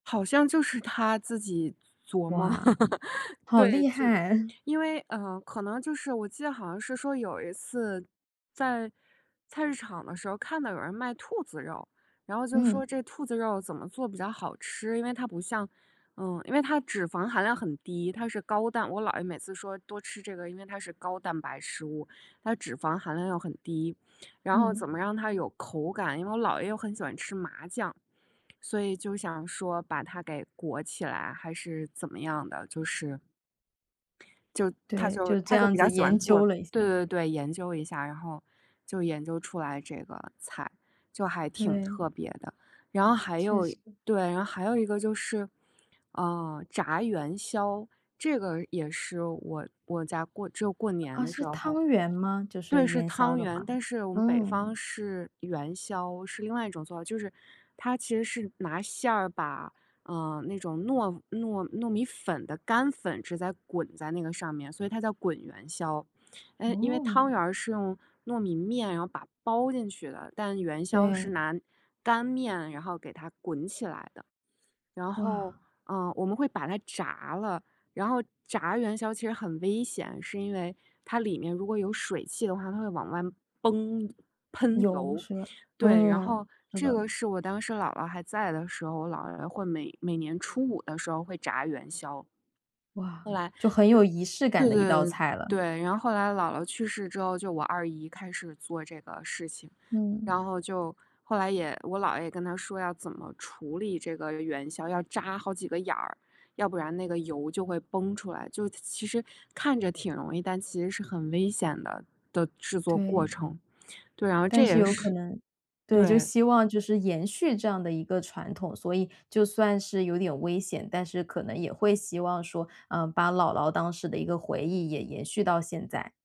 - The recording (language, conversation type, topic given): Chinese, podcast, 有什么家庭传统让你特别怀念？
- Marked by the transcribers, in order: laugh; chuckle; other noise; other background noise; "直接" said as "直在"